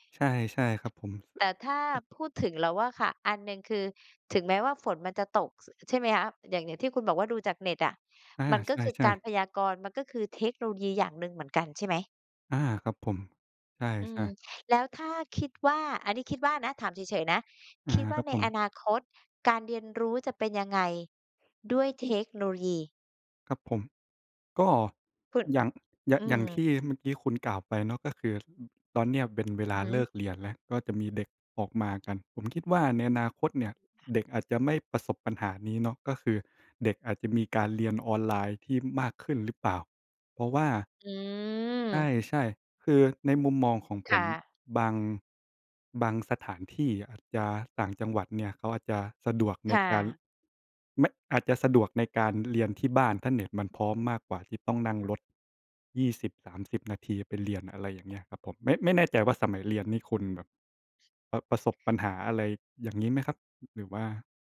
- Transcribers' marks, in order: other background noise; tapping; "เทคโนโลยี" said as "เทคโนยี"
- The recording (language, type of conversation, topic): Thai, unstructured, คุณคิดว่าอนาคตของการเรียนรู้จะเป็นอย่างไรเมื่อเทคโนโลยีเข้ามามีบทบาทมากขึ้น?